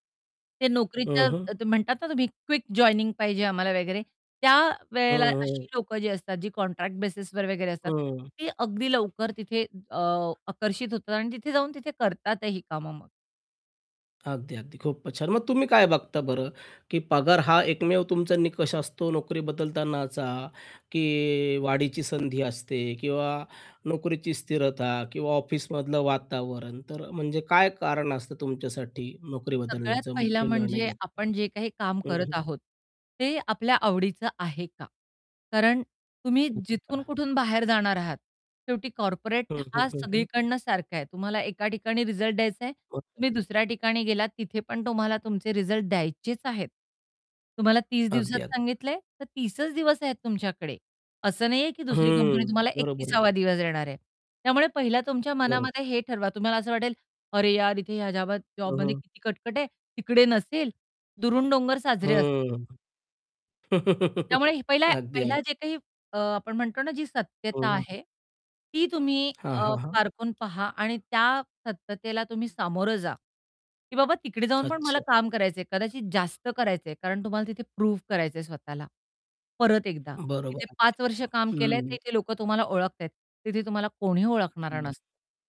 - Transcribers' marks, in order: tapping; distorted speech; in English: "बेसिसवर"; mechanical hum; other background noise; unintelligible speech; laugh; unintelligible speech
- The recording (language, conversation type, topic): Marathi, podcast, नोकरी बदलताना जोखीम तुम्ही कशी मोजता?